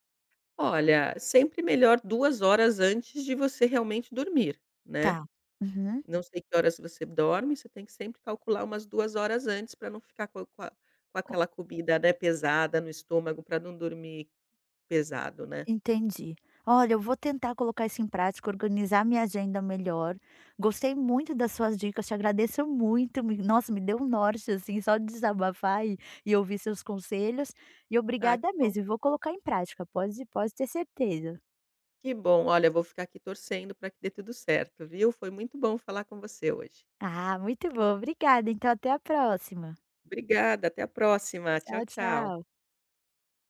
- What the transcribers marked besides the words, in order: tapping
- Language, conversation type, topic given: Portuguese, advice, Como posso manter horários regulares para as refeições mesmo com pouco tempo?